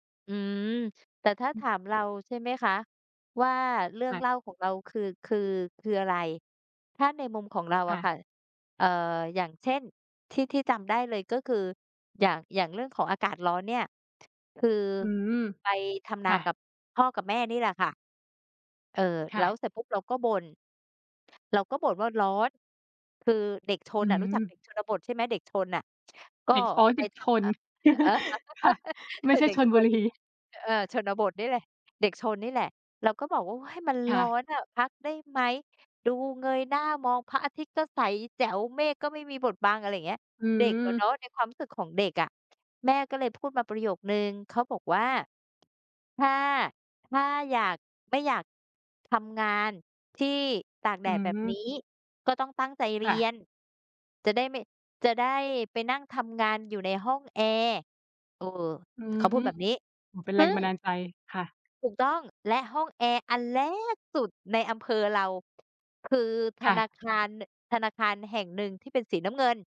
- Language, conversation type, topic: Thai, unstructured, เรื่องเล่าในครอบครัวที่คุณชอบที่สุดคือเรื่องอะไร?
- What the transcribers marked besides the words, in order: other background noise; chuckle; laugh; laughing while speaking: "ชลบุรี"; stressed: "แรก"